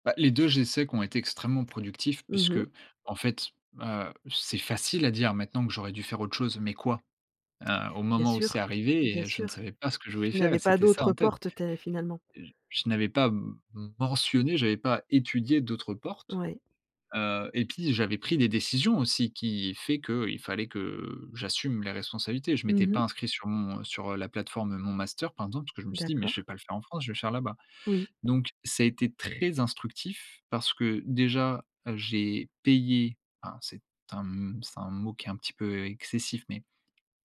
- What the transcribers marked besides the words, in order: stressed: "facile"; unintelligible speech; stressed: "instructif"
- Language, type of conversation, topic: French, podcast, Peux-tu parler d’un échec qui t’a finalement servi ?
- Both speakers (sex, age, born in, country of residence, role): female, 55-59, France, France, host; male, 20-24, France, France, guest